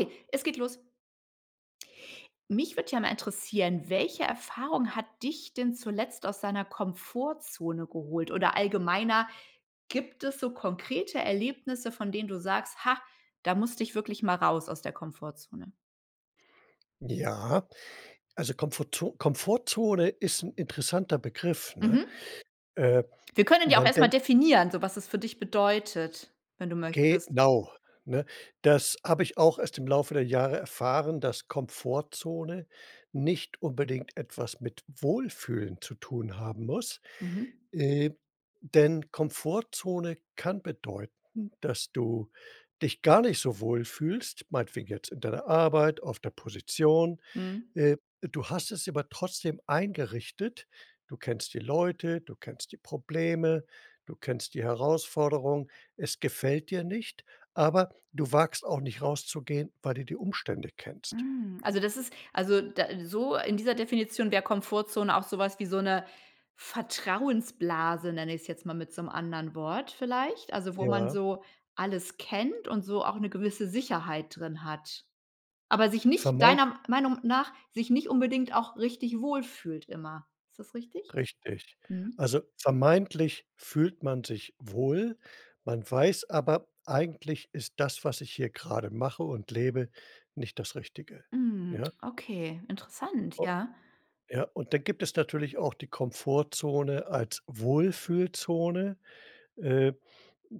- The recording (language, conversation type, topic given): German, podcast, Welche Erfahrung hat dich aus deiner Komfortzone geholt?
- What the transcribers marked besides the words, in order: surprised: "Hm"